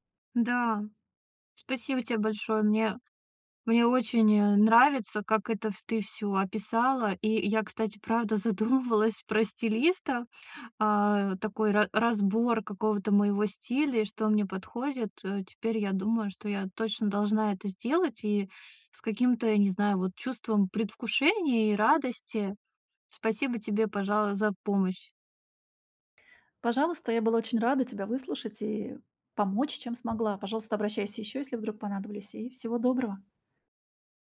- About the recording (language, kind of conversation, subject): Russian, advice, Как справиться с навязчивыми негативными мыслями, которые подрывают мою уверенность в себе?
- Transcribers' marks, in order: tapping; laughing while speaking: "задумывалась"